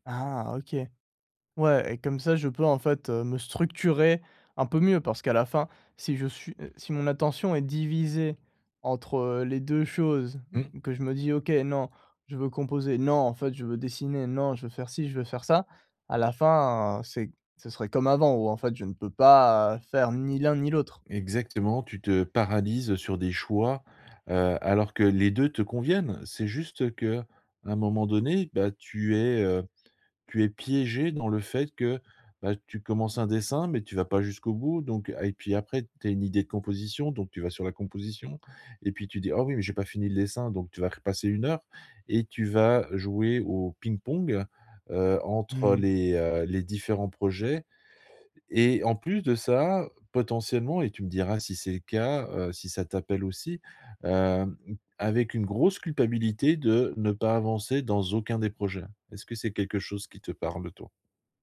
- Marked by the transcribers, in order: none
- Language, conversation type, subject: French, advice, Comment choisir quand j’ai trop d’idées et que je suis paralysé par le choix ?